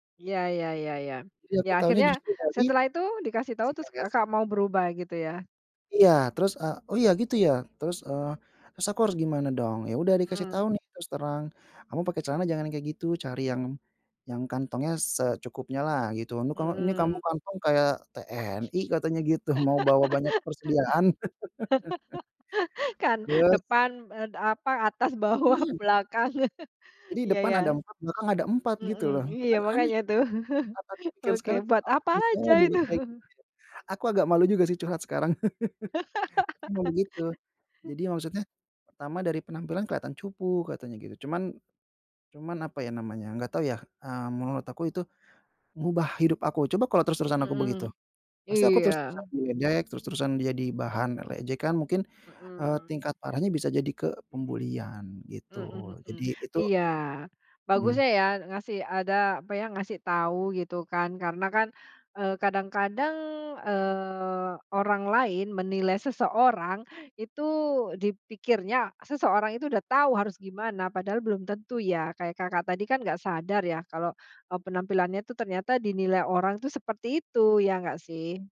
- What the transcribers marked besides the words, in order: unintelligible speech; "Ini" said as "unu"; other background noise; laugh; laughing while speaking: "Kan"; chuckle; laughing while speaking: "bawah"; chuckle; sniff; chuckle; chuckle; chuckle
- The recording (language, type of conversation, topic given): Indonesian, podcast, Pernahkah kamu bertemu seseorang yang mengubah hidupmu secara kebetulan?